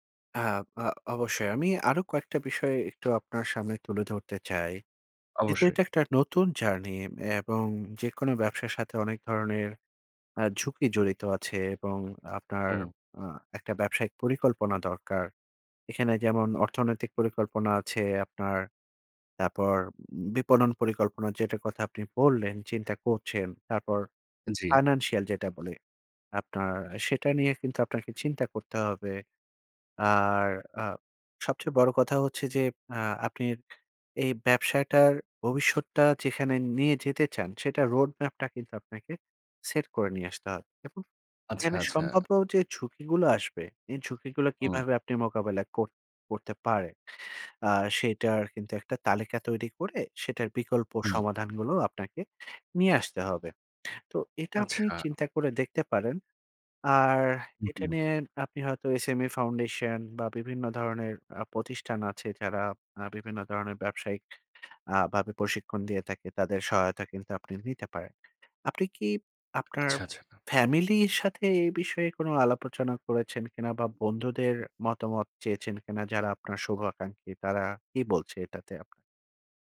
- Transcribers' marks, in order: "যেহেতু" said as "জেত্নি"; in English: "financial"; "আপনার" said as "আপ্নির"; in English: "roadmap"; in English: "SME foundation"; stressed: "ফ্যামিলির"; "আলাপ-আলোচনা" said as "আলাপোচনা"
- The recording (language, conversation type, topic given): Bengali, advice, ক্যারিয়ার পরিবর্তন বা নতুন পথ শুরু করার সময় অনিশ্চয়তা সামলাব কীভাবে?